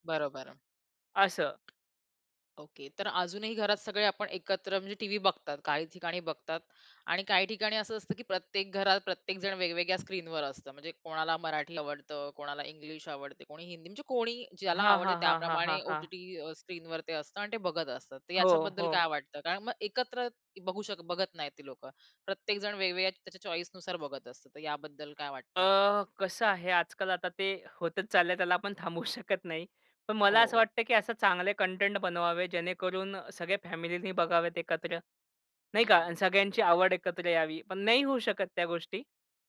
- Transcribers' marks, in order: tapping; other background noise; in English: "चॉईसनुसार"; whistle; laughing while speaking: "थांबवू शकत"
- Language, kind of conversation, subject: Marathi, podcast, स्ट्रीमिंगमुळे टीव्ही पाहण्याचा अनुभव कसा बदलला आहे?